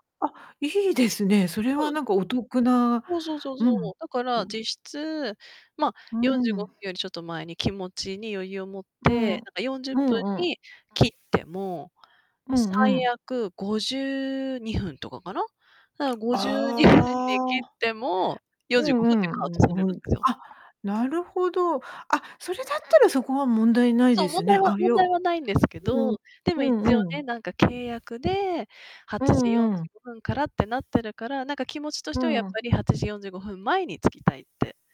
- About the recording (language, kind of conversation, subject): Japanese, advice, いつも約束や出社に遅刻してしまうのはなぜですか？
- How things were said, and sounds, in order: distorted speech; unintelligible speech; laughing while speaking: "ごじゅうにふん"; drawn out: "ああ"